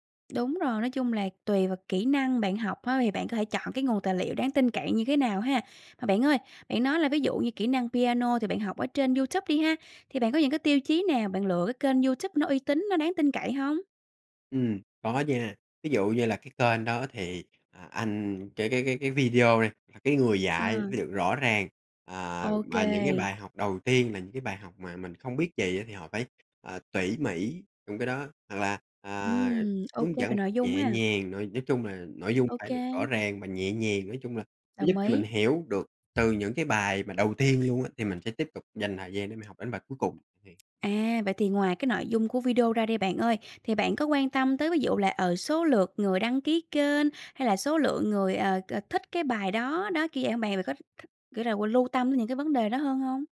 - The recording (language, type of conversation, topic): Vietnamese, podcast, Bạn dựa vào những tiêu chí nào để chọn tài liệu học đáng tin cậy?
- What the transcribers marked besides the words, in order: tapping; other background noise